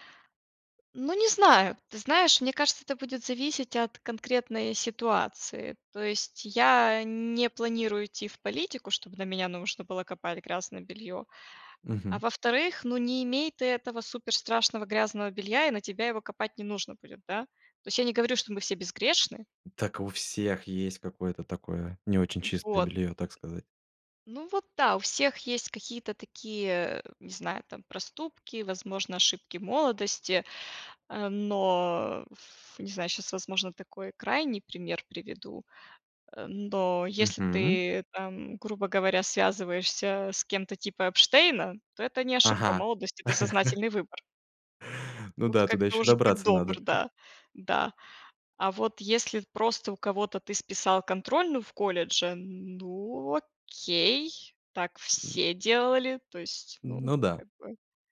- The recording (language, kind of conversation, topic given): Russian, podcast, Что будет с личной приватностью, если технологии станут умнее?
- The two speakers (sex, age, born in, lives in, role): female, 30-34, Ukraine, United States, guest; male, 30-34, Russia, Spain, host
- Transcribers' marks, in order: tapping; chuckle; other background noise; other noise